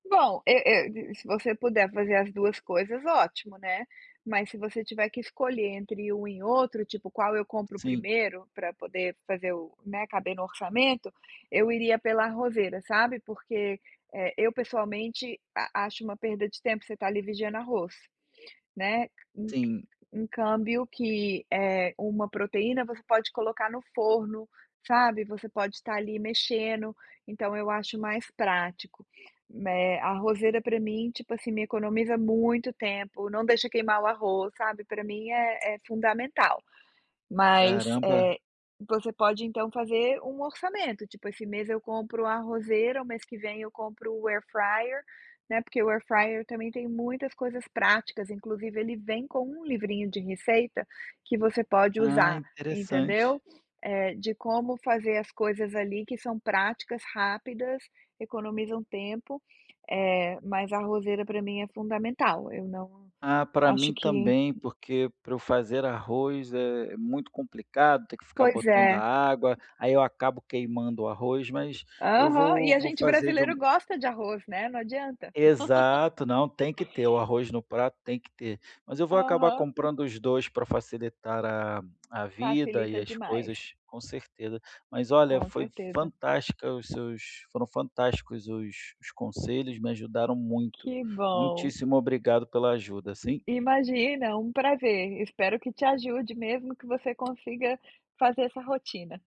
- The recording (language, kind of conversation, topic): Portuguese, advice, Como você lida com a falta de tempo para preparar refeições saudáveis durante a semana?
- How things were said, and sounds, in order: tapping; laugh